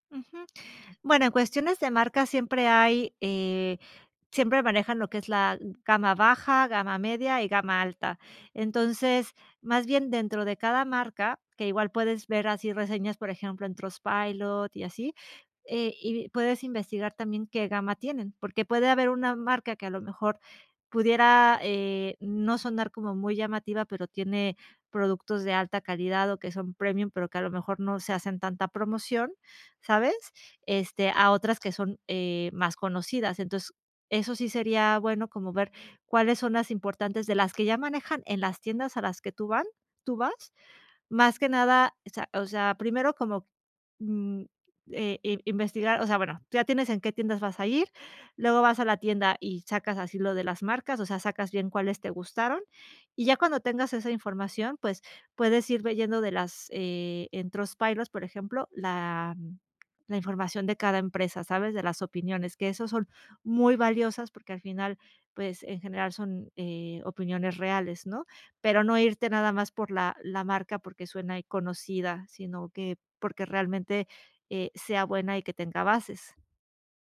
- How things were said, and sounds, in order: none
- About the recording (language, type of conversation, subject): Spanish, advice, ¿Cómo puedo encontrar productos con buena relación calidad-precio?